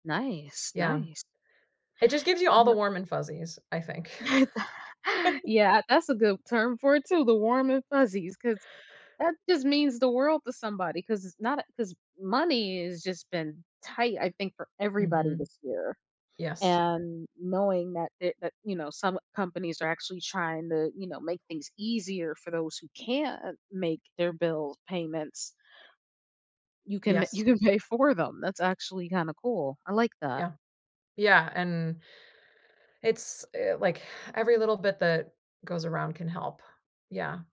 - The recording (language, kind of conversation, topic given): English, unstructured, What is a recent act of kindness you witnessed or heard about?
- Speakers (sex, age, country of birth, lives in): female, 30-34, United States, United States; female, 35-39, United States, United States
- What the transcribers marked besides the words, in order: chuckle